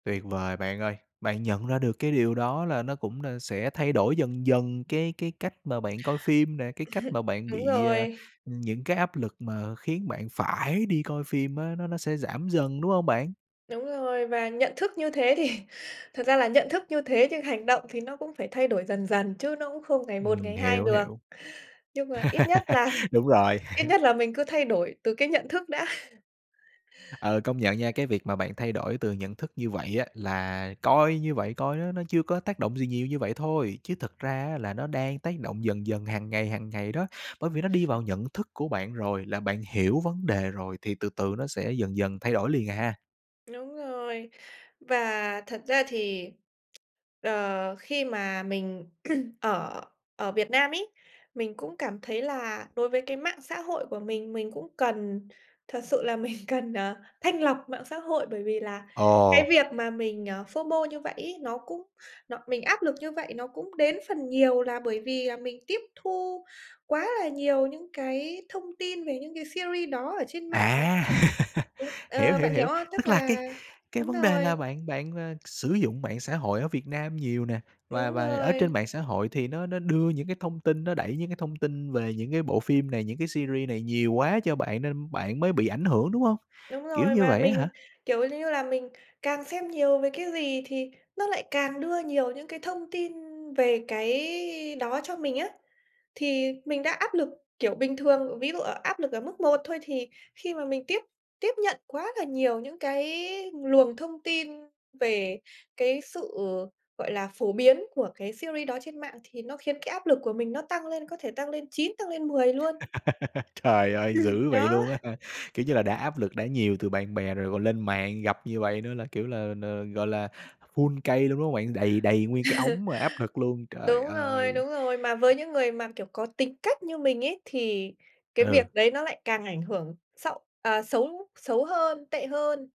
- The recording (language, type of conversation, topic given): Vietnamese, podcast, Bạn có cảm thấy áp lực phải theo kịp các bộ phim dài tập đang “hot” không?
- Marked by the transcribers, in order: chuckle; laughing while speaking: "thì"; tapping; laugh; laughing while speaking: "là"; laugh; chuckle; other noise; throat clearing; laughing while speaking: "mình"; in English: "phô mô"; in English: "series"; laugh; in English: "series"; in English: "series"; laugh; laughing while speaking: "hả?"; laughing while speaking: "Ừm"; in English: "full"; laugh